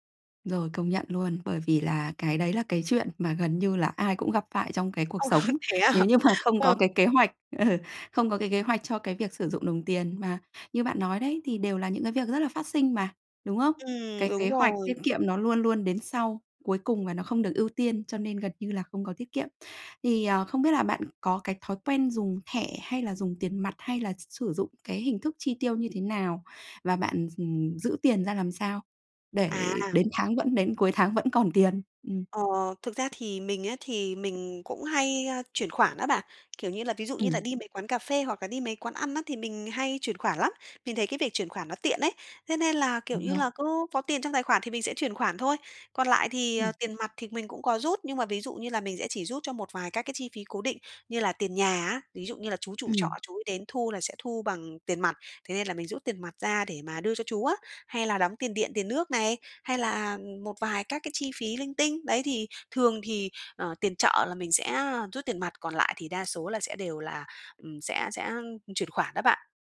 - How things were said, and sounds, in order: laughing while speaking: "Ô, thế à?"; tapping
- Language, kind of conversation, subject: Vietnamese, advice, Làm sao để tiết kiệm đều đặn mỗi tháng?